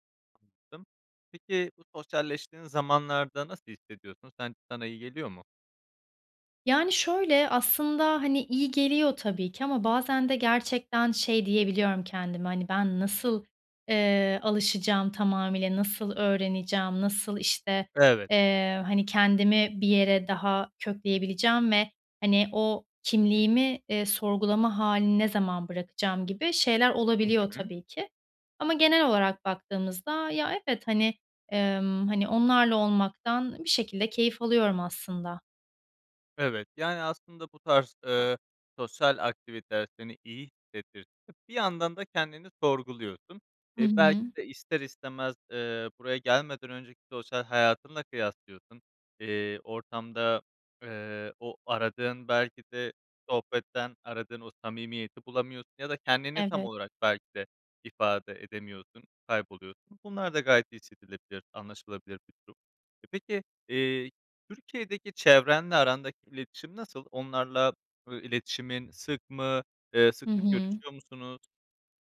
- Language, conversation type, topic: Turkish, advice, Büyük bir hayat değişikliğinden sonra kimliğini yeniden tanımlamakta neden zorlanıyorsun?
- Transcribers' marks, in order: tapping; other background noise; unintelligible speech